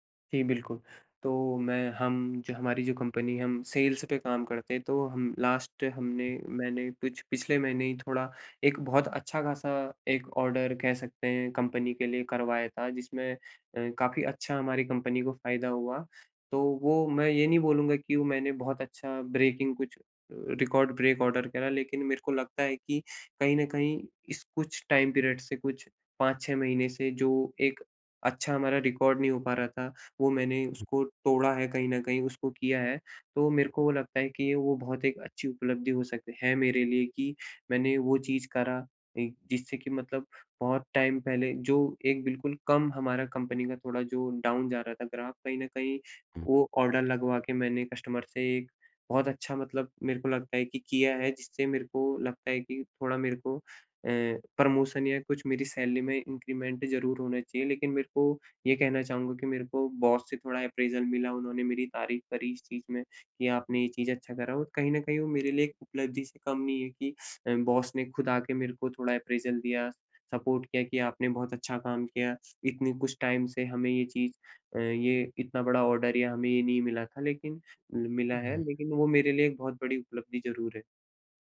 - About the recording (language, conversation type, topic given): Hindi, advice, मैं अपने प्रबंधक से वेतन‑वृद्धि या पदोन्नति की बात आत्मविश्वास से कैसे करूँ?
- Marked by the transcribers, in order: in English: "सेल्स"; in English: "लास्ट"; in English: "ऑर्डर"; in English: "ब्रेकिंग"; in English: "रिकॉर्ड ब्रेक ऑर्डर"; in English: "टाइम पीरियड"; in English: "रिकॉर्ड"; in English: "टाइम"; in English: "डाउन"; in English: "ग्राफ"; in English: "ऑर्डर"; in English: "कस्टमर"; in English: "प्रमोशन"; in English: "सैलरी"; in English: "इंक्रीमेंट"; in English: "बॉस"; in English: "अप्रेज़ल"; in English: "बॉस"; in English: "अप्रेज़ल"; in English: "सपोर्ट"; in English: "टाइम"; in English: "ऑर्डर"